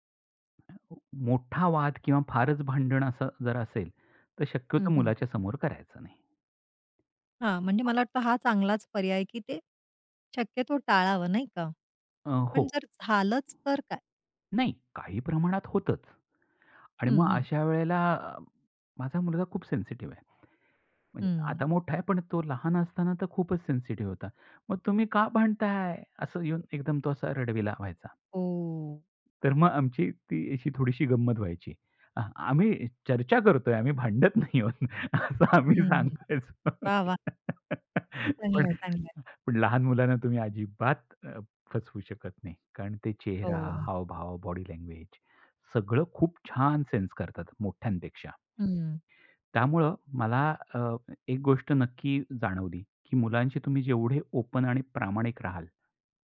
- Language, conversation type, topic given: Marathi, podcast, लहान मुलांसमोर वाद झाल्यानंतर पालकांनी कसे वागायला हवे?
- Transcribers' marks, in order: tapping; other noise; put-on voice: "मग तुम्ही का भांडताय?"; drawn out: "हो"; laughing while speaking: "भांडत नाही आहोत असं आम्ही सांगायचो"; laugh; other background noise; in English: "ओपन"